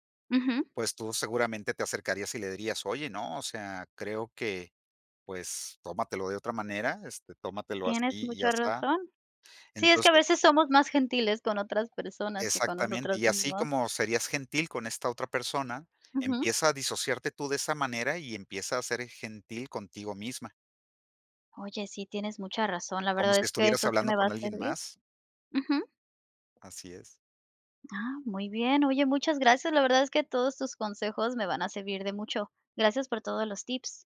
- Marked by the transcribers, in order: none
- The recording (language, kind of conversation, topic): Spanish, advice, ¿Cómo puedo dejar de sentirme abrumado al intentar cambiar demasiados hábitos a la vez?